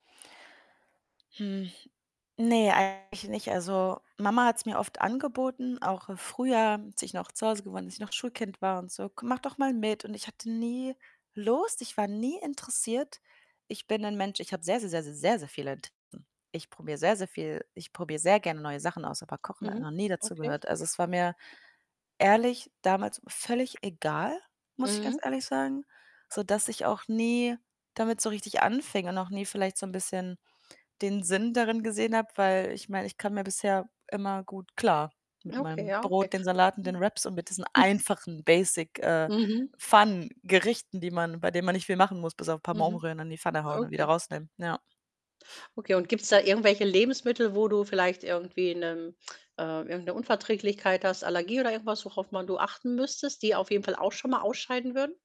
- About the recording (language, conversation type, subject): German, advice, Wie kann ich grundlegende Kochtechniken und Fertigkeiten sicher lernen?
- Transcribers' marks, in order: other background noise; static; distorted speech; chuckle